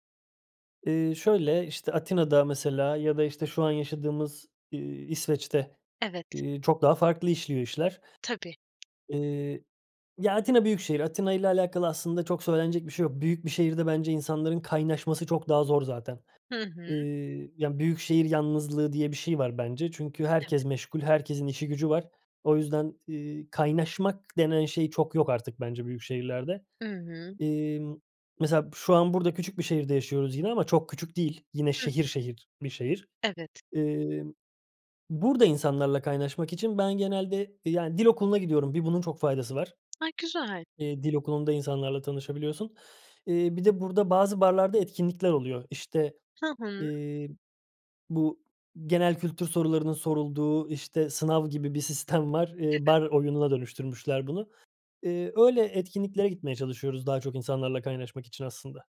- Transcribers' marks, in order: other background noise; tapping; laughing while speaking: "var"; unintelligible speech
- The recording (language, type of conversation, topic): Turkish, podcast, Yeni bir semte taşınan biri, yeni komşularıyla ve mahalleyle en iyi nasıl kaynaşır?